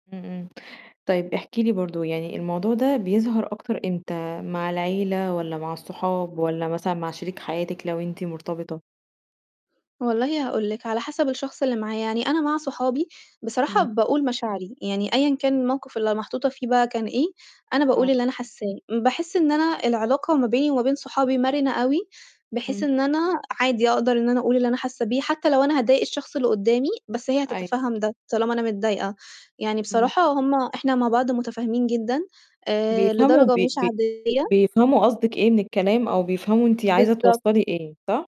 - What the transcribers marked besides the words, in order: static; distorted speech
- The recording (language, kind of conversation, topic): Arabic, podcast, بتحب تحكي عن مشاعرك ولا بتفضّل تخبيها؟